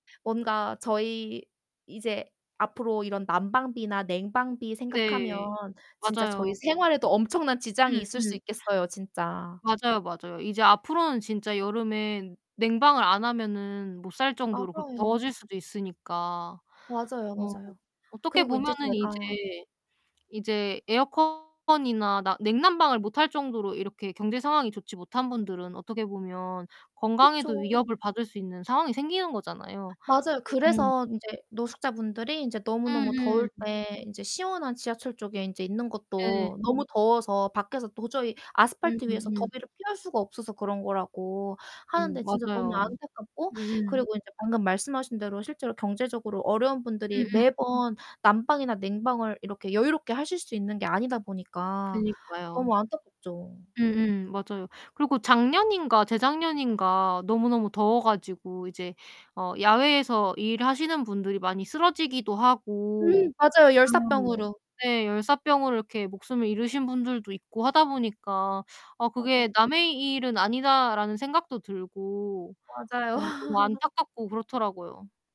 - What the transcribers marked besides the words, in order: other background noise; distorted speech; laugh
- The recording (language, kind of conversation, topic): Korean, unstructured, 기후 변화가 우리 주변 환경에 어떤 영향을 미치고 있나요?
- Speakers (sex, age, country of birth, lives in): female, 30-34, South Korea, South Korea; female, 30-34, South Korea, South Korea